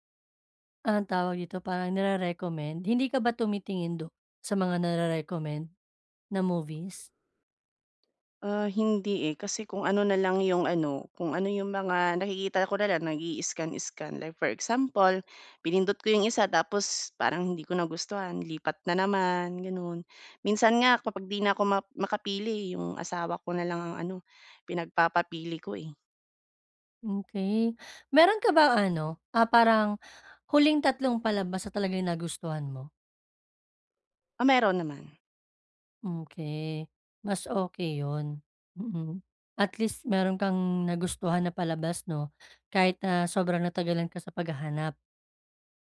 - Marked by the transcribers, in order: swallow; tapping
- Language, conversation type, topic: Filipino, advice, Paano ako pipili ng palabas kapag napakarami ng pagpipilian?